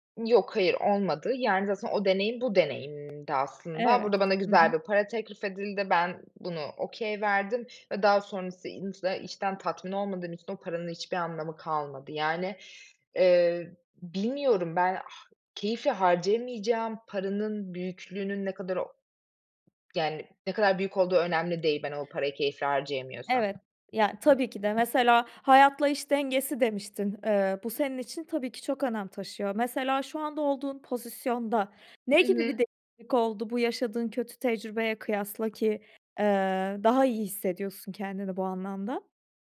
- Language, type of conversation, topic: Turkish, podcast, Para mı, iş tatmini mi senin için daha önemli?
- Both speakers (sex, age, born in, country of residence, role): female, 25-29, Turkey, Germany, guest; female, 30-34, Turkey, Portugal, host
- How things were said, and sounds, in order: other background noise; in English: "okay"; tapping